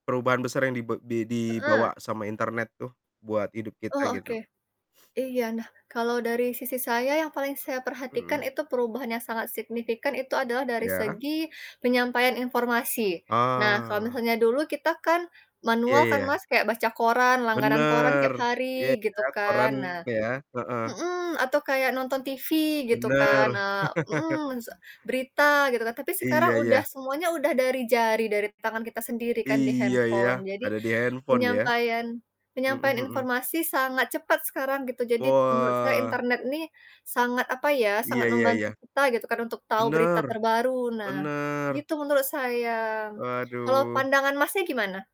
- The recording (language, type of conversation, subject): Indonesian, unstructured, Apa yang membuat penemuan internet begitu penting bagi dunia?
- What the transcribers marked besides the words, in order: other background noise; distorted speech; chuckle; "jadi" said as "jadid"